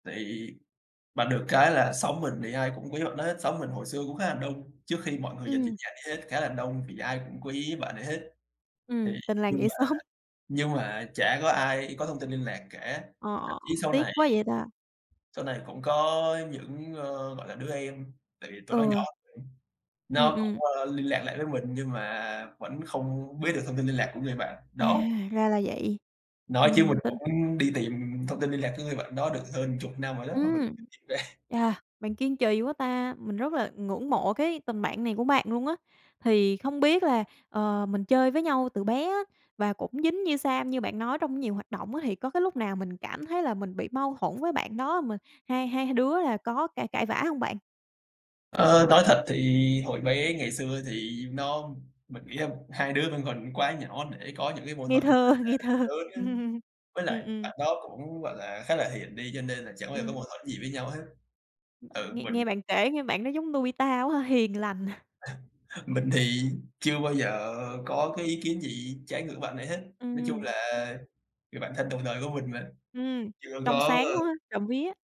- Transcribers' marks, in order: tapping; laughing while speaking: "xóm"; other noise; unintelligible speech; laughing while speaking: "ra"; chuckle; other background noise; laughing while speaking: "thơ"; laugh
- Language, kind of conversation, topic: Vietnamese, podcast, Bạn có kỷ niệm nào về một tình bạn đặc biệt không?